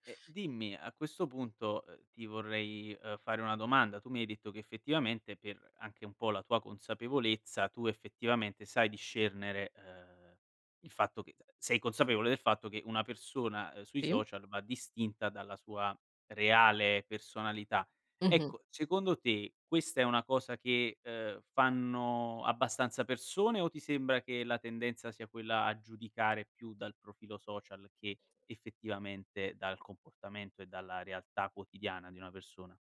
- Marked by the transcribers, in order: none
- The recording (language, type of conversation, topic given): Italian, podcast, Come bilanci autenticità e privacy sui social?